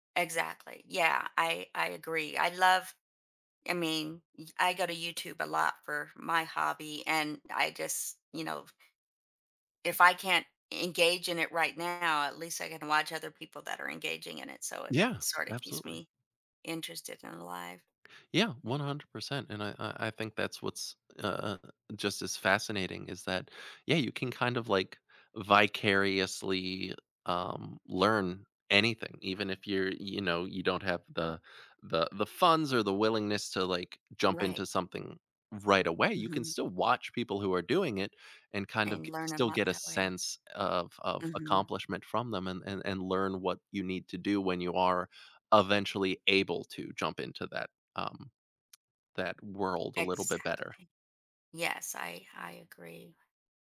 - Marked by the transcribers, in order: other background noise; tsk
- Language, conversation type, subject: English, podcast, What helps you keep your passion for learning alive over time?